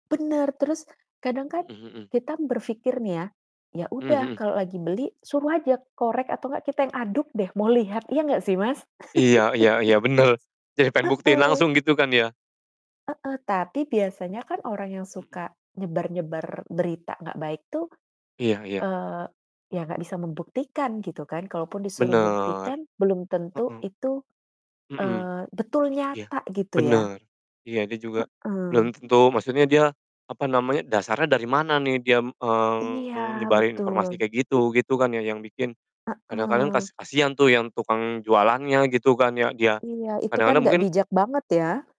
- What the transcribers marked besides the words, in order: static; tapping; laugh; distorted speech; other background noise
- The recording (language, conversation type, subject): Indonesian, unstructured, Bagaimana sebaiknya kita menyikapi berita hoaks yang beredar luas?